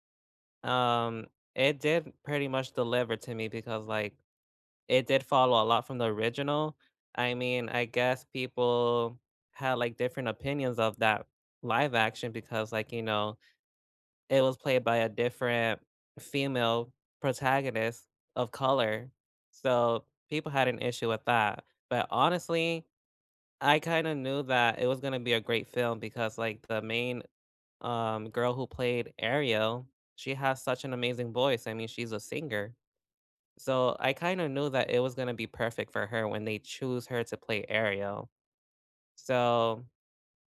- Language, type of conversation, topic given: English, unstructured, Which movie trailers hooked you instantly, and did the movies live up to the hype for you?
- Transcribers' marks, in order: none